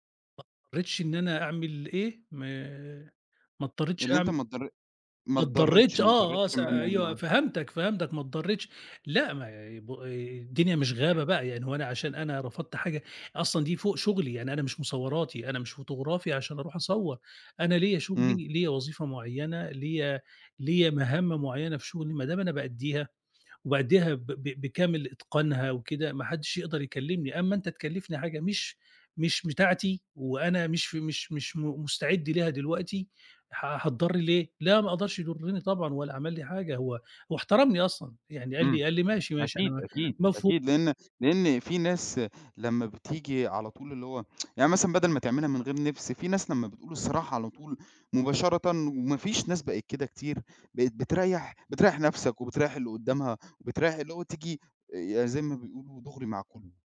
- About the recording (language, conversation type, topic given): Arabic, podcast, إزاي أتعلم أحب نفسي أكتر؟
- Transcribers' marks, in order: tsk